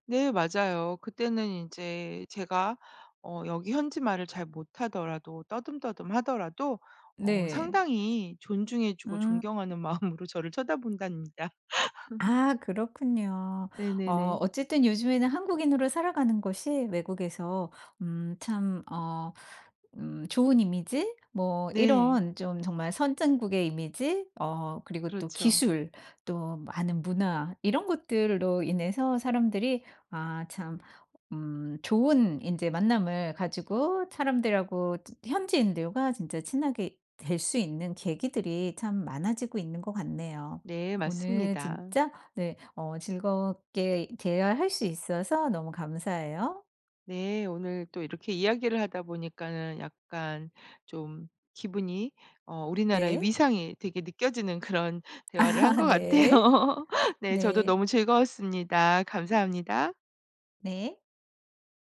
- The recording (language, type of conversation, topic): Korean, podcast, 현지인들과 친해지게 된 계기 하나를 솔직하게 이야기해 주실래요?
- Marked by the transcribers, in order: laughing while speaking: "마음으로"; laugh; laughing while speaking: "아"; laughing while speaking: "같아요"; laugh